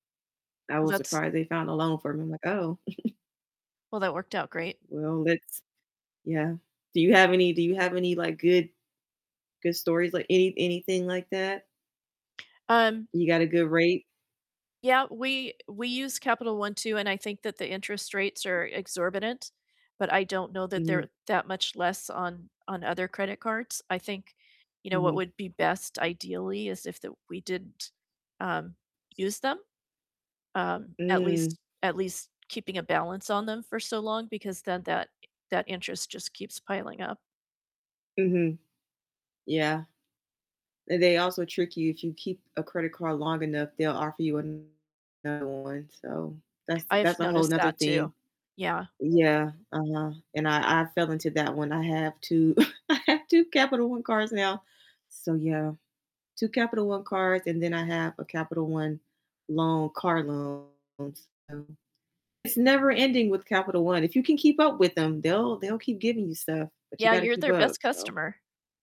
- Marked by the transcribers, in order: static; chuckle; other background noise; distorted speech; chuckle; laughing while speaking: "I have"
- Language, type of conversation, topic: English, unstructured, What do you think about the way credit card companies charge interest?
- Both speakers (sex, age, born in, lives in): female, 40-44, United States, United States; female, 65-69, United States, United States